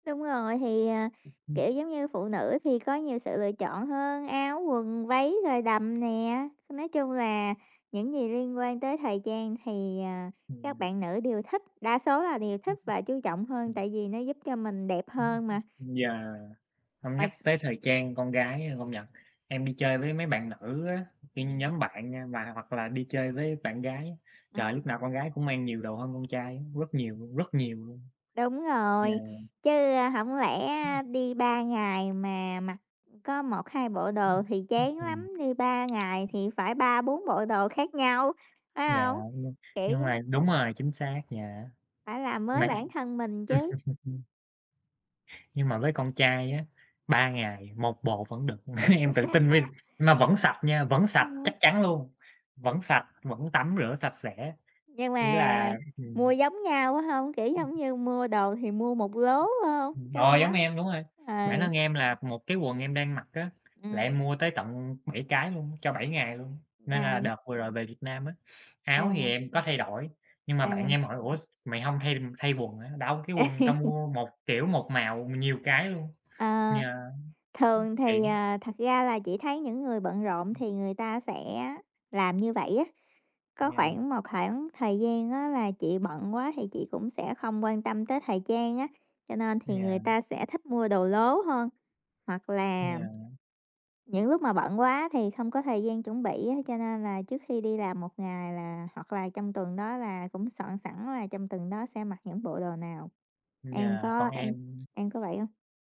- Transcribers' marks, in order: other background noise; tapping; laugh; laugh; laughing while speaking: "Em tự tin với"; "À" said as "nàm"; laugh
- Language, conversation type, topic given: Vietnamese, unstructured, Bạn thích mặc quần áo thoải mái hay chú trọng thời trang hơn?